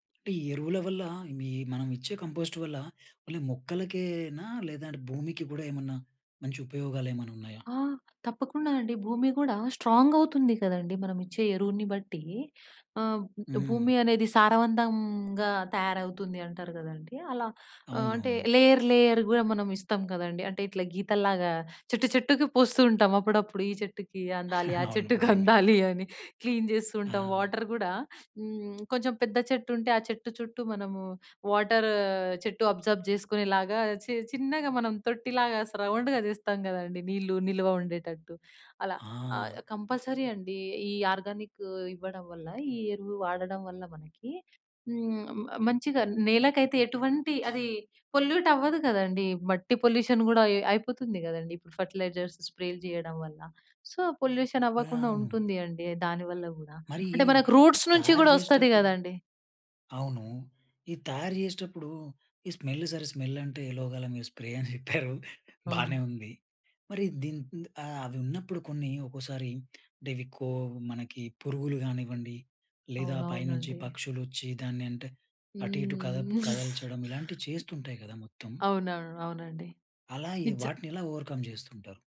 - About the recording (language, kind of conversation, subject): Telugu, podcast, ఇంట్లో కంపోస్ట్ చేయడం ఎలా మొదలు పెట్టాలి?
- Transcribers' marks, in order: in English: "కంపోస్ట్"; in English: "ఓన్లీ"; in English: "స్ట్రాంగ్"; in English: "లేయర్, లేయర్"; chuckle; laughing while speaking: "ఆ చెట్టుకి అందాలి అని"; in English: "క్లీన్"; in English: "వాటర్"; in English: "అబ్‌సార్బ్"; in English: "రౌండ్‌గా"; in English: "కంపల్సరీ"; in English: "ఆర్గానిక్"; in English: "పొల్యూట్"; in English: "పొల్యూషన్"; in English: "ఫర్టిలైజర్స్"; in English: "సో, పొల్యూషన్"; in English: "రూట్స్"; in English: "స్మెల్"; in English: "స్మెల్"; in English: "స్ప్రే"; laughing while speaking: "అని ఎట్టారు బానే ఉంది"; other noise; in English: "ఓవర్‌కమ్"